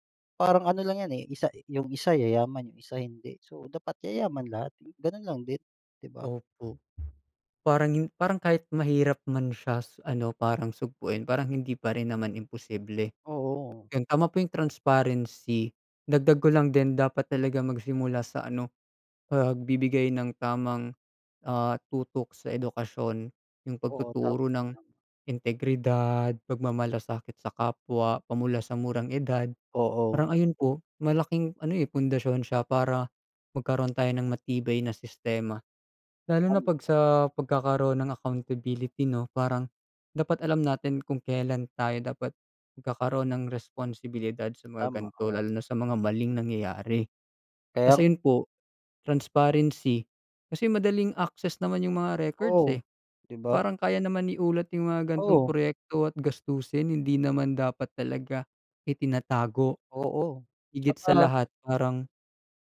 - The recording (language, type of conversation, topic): Filipino, unstructured, Paano mo nararamdaman ang mga nabubunyag na kaso ng katiwalian sa balita?
- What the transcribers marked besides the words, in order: tapping; in English: "transparency"; in English: "accountability"; in English: "transparency"